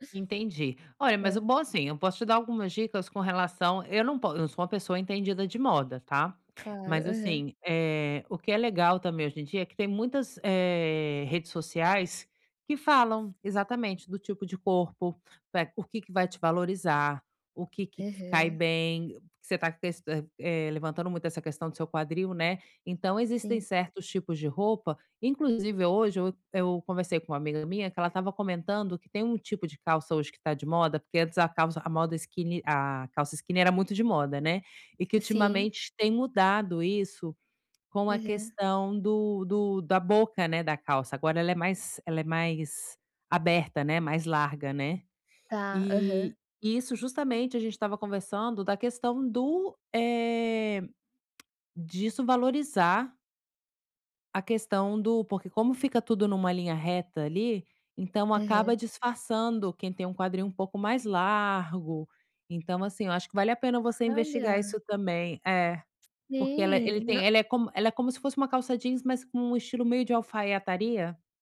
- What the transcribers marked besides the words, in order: tapping; other background noise; tongue click
- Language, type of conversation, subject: Portuguese, advice, Como posso escolher o tamanho certo e garantir um bom caimento?